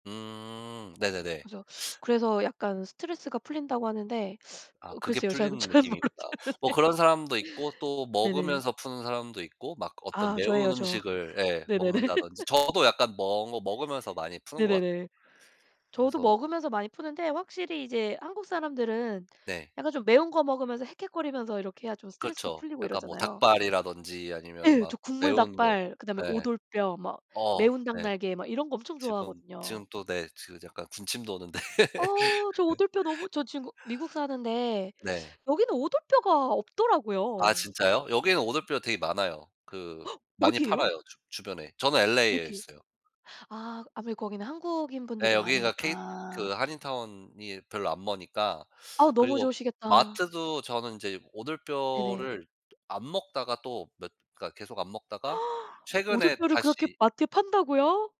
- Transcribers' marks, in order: laughing while speaking: "전 잘 모르겠는데"; laugh; other background noise; laughing while speaking: "도는데"; laugh; gasp; gasp
- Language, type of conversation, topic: Korean, unstructured, 자신만의 스트레스 해소법이 있나요?